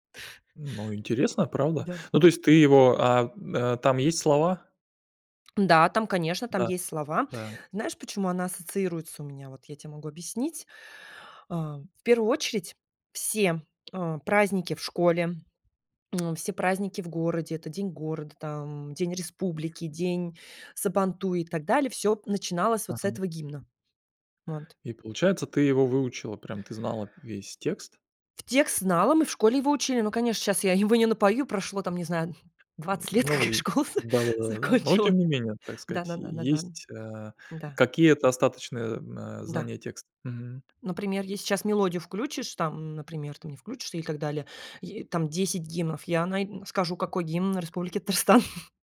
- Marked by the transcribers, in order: tapping; tongue click; laughing while speaking: "как я школу за закончила"; laughing while speaking: "Татарстан"
- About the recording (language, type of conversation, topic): Russian, podcast, Какая песня у тебя ассоциируется с городом, в котором ты вырос(ла)?